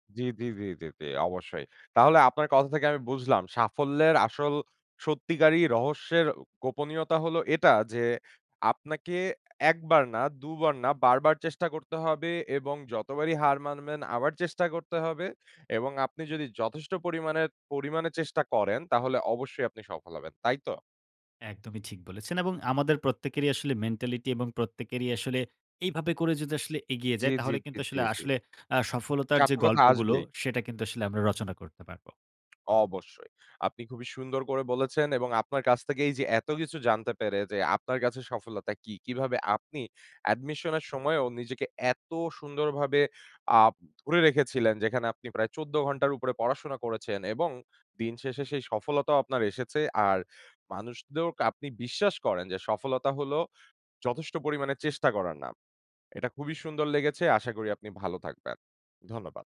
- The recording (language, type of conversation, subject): Bengali, podcast, আসলে সফলতা আপনার কাছে কী মানে?
- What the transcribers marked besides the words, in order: in English: "Admission"; "মানুষদের" said as "মানুষ দউরক"